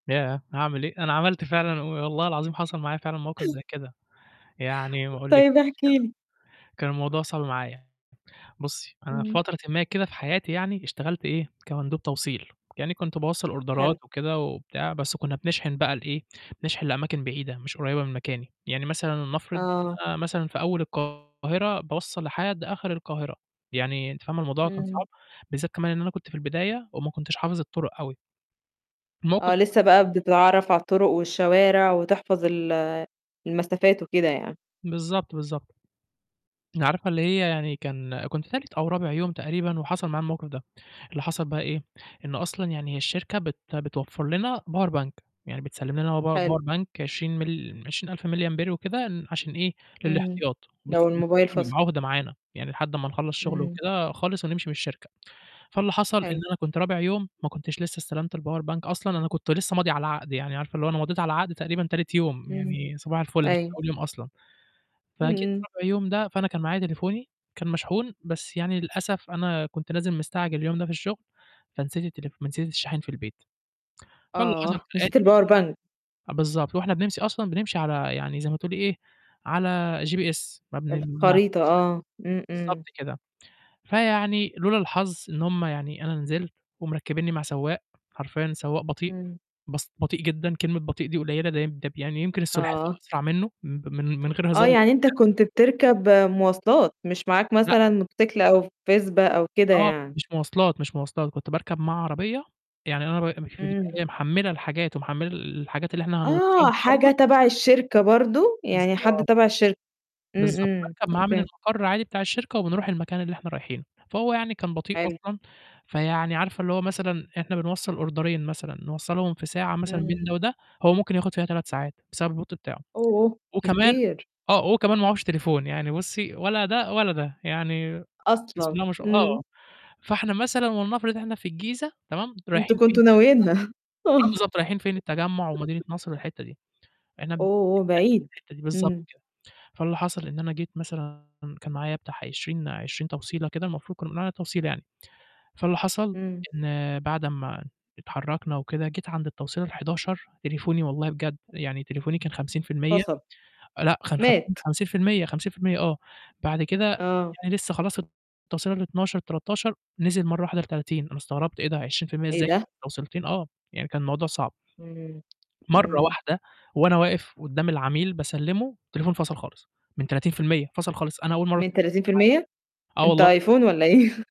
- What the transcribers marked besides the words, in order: other noise; mechanical hum; in English: "أوردرات"; tapping; distorted speech; in English: "power bank"; in English: "power power bank"; static; in English: "الpower bank"; other background noise; in English: "الpower bank"; "بنمشي" said as "بنمسي"; unintelligible speech; in English: "أوردرين"; chuckle; "بتاع" said as "بتاح"; unintelligible speech; chuckle
- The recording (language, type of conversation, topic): Arabic, podcast, إيه خطتك لو بطارية موبايلك خلصت وإنت تايه؟